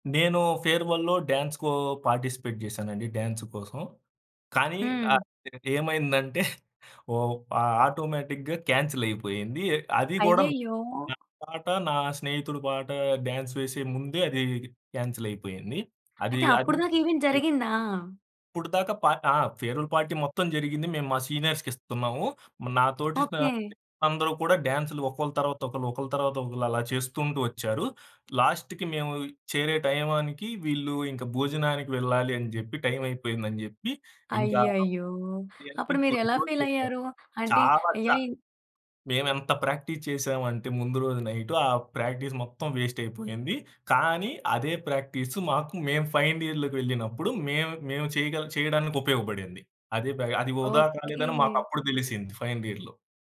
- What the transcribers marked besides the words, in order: in English: "ఫేర్‌వెల్‌లో డ్యాన్స్‌కో పార్టిసిపేట్"; in English: "డ్యాన్స్"; chuckle; in English: "ఆటోమేటిక్‌గా"; in English: "డ్యాన్స్"; in English: "ఈవెంట్"; in English: "ఫేర్‌వెల్ పార్టీ"; in English: "సీనియర్స్‌కి"; in English: "లాస్ట్‌కి"; "టైంకి" said as "టైమానికి"; unintelligible speech; in English: "ప్రాక్టీస్"; in English: "ప్రాక్టీస్"; in English: "వేస్ట్"; in English: "ఫైనల్ ఇయర్‌లోకి"; in English: "ఫైనల్ ఇయర్‌లో"
- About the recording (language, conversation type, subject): Telugu, podcast, స్నేహితులతో కలిసి ప్రత్యక్ష కార్యక్రమానికి వెళ్లడం మీ అనుభవాన్ని ఎలా మార్చుతుంది?